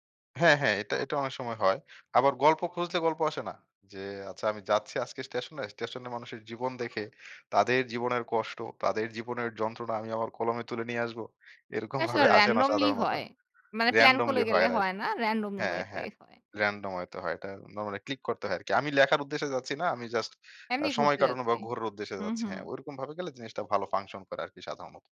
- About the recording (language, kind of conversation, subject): Bengali, podcast, তুমি সৃজনশীল কাজের জন্য কী ধরনের রুটিন অনুসরণ করো?
- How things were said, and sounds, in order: other background noise; in English: "randomly"; in English: "randomly"; "করে" said as "কলে"; in English: "random"; "হয়ত" said as "অয়ত"; in English: "randomly"; "ঘোরার" said as "ঘোর"; in English: "function"